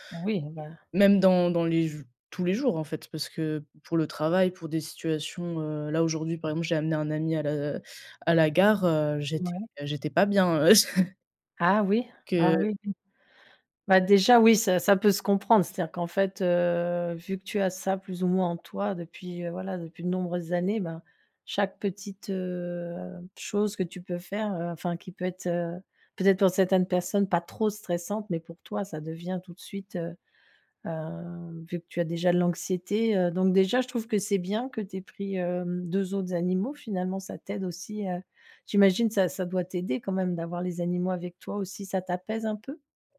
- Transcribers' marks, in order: chuckle; drawn out: "heu"; stressed: "trop"
- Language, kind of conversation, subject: French, advice, Comment puis-je apprendre à accepter l’anxiété ou la tristesse sans chercher à les fuir ?